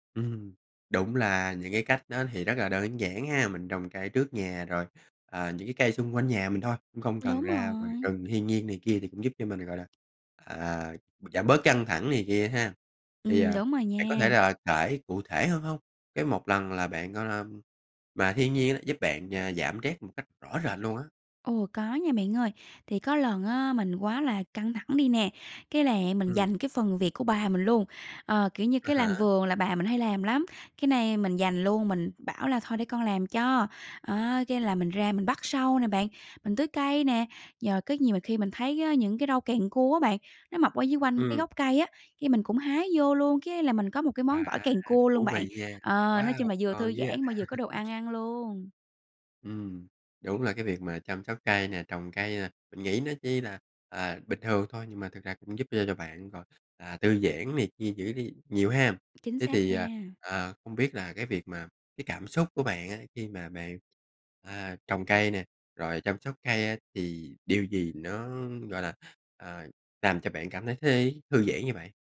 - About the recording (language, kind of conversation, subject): Vietnamese, podcast, Bạn kết nối với thiên nhiên như thế nào khi bị căng thẳng?
- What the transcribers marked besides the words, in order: tapping; "stress" said as "trét"; other background noise; chuckle